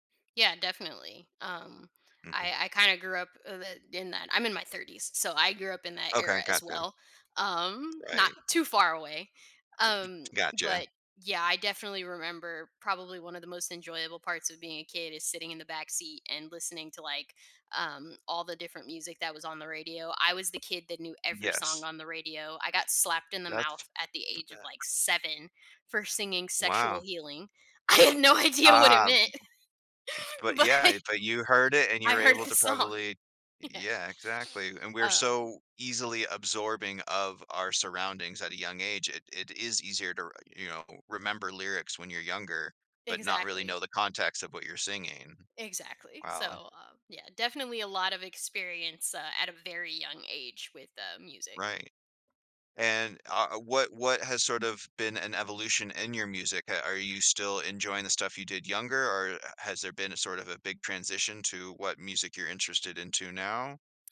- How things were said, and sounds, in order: other background noise; tapping; other noise; laughing while speaking: "I had no idea what"; laughing while speaking: "but"; laughing while speaking: "song"
- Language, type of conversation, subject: English, podcast, How do early experiences shape our lifelong passion for music?
- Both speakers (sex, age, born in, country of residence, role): female, 30-34, United States, United States, guest; male, 40-44, Canada, United States, host